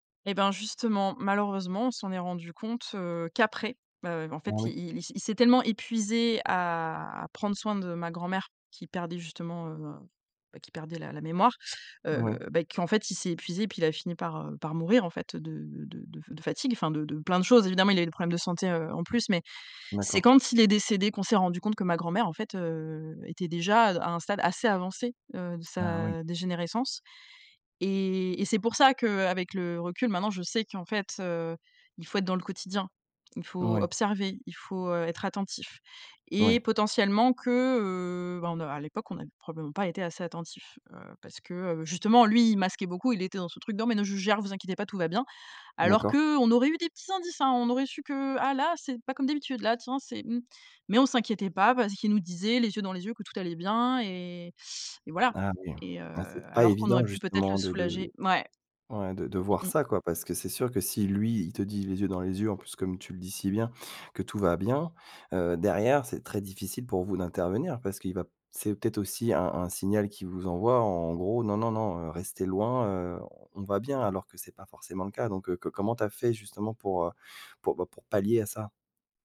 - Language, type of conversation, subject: French, podcast, Comment est-ce qu’on aide un parent qui vieillit, selon toi ?
- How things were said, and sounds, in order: other background noise